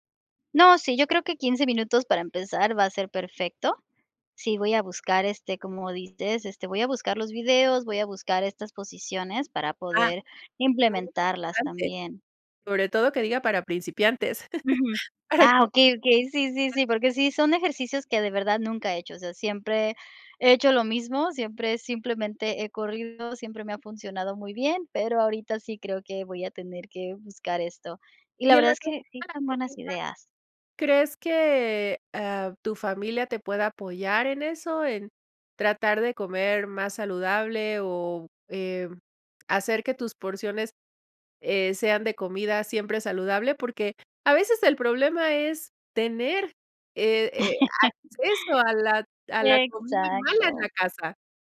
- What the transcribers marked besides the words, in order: chuckle; laughing while speaking: "para que"; unintelligible speech; chuckle
- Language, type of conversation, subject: Spanish, advice, ¿Qué cambio importante en tu salud personal está limitando tus actividades?